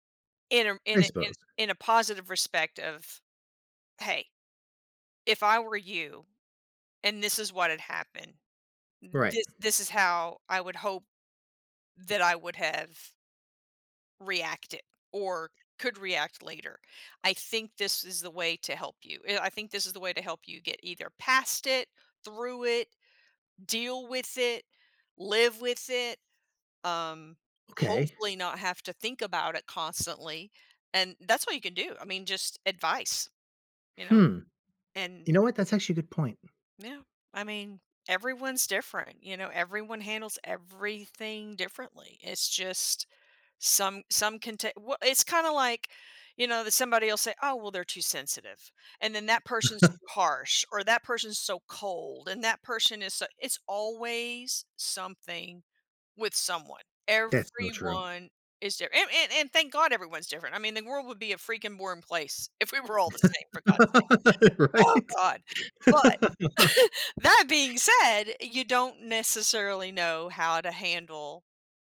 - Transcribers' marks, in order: other background noise; trusting: "Hmm. You know what, that's actually a good point"; chuckle; drawn out: "Everyone"; laugh; laughing while speaking: "Right?"; laughing while speaking: "if we"; laugh; stressed: "Oh"; chuckle
- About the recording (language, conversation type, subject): English, unstructured, Does talking about feelings help mental health?
- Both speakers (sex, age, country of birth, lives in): female, 55-59, United States, United States; male, 40-44, United States, United States